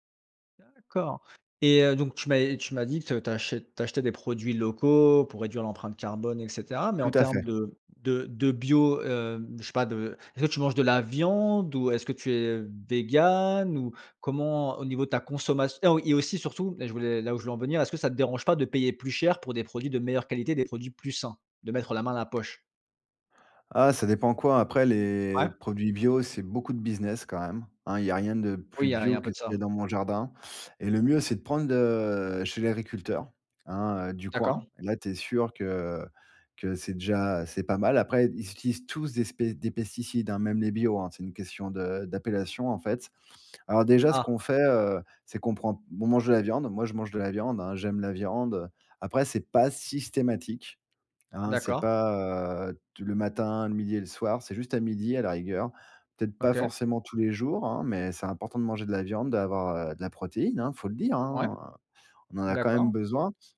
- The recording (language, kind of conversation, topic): French, podcast, Quel geste simple peux-tu faire près de chez toi pour protéger la biodiversité ?
- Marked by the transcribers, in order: stressed: "viande"; stressed: "vegan"; drawn out: "les"; drawn out: "heu"; drawn out: "hein"